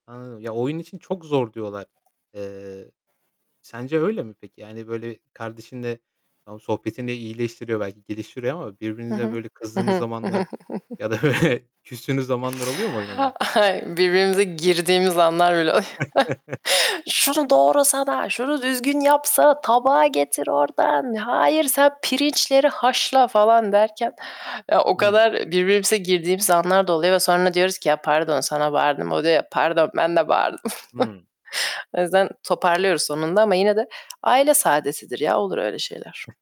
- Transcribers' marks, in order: distorted speech; tapping; static; laughing while speaking: "Hı hı"; laughing while speaking: "böyle"; chuckle; laughing while speaking: "Hay, birbirimize girdiğimiz anlar bile oluyor"; chuckle; put-on voice: "Şunu doğrasana, şunu düzgün yapsa, tabağı getir ordan, hayır sen pirinçleri haşla"; chuckle; chuckle; chuckle
- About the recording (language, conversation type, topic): Turkish, podcast, Teknoloji kullanımıyla aile zamanını nasıl dengeliyorsun?
- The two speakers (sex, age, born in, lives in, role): female, 20-24, United Arab Emirates, Germany, guest; male, 25-29, Turkey, Poland, host